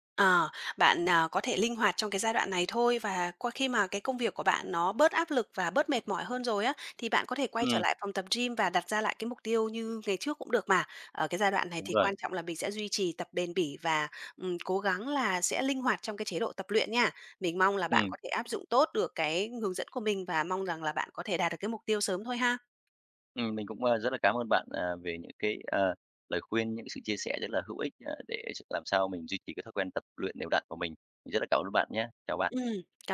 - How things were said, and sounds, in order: other background noise
- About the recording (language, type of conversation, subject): Vietnamese, advice, Làm thế nào để duy trì thói quen tập luyện đều đặn?
- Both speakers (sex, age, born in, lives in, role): female, 30-34, Vietnam, Vietnam, advisor; male, 35-39, Vietnam, Vietnam, user